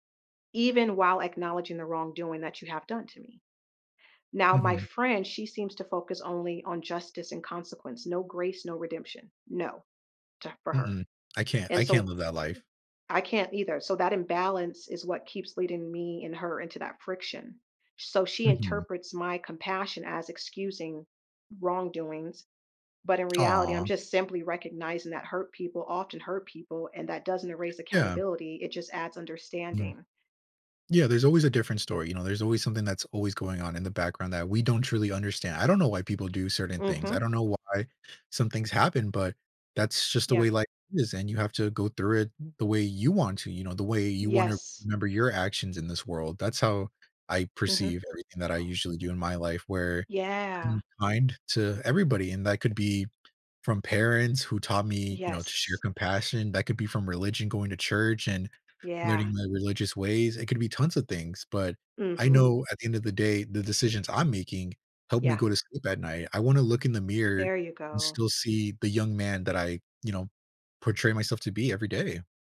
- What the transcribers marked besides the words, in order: other background noise; tapping; background speech
- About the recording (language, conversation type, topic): English, unstructured, How do I decide which advice to follow when my friends disagree?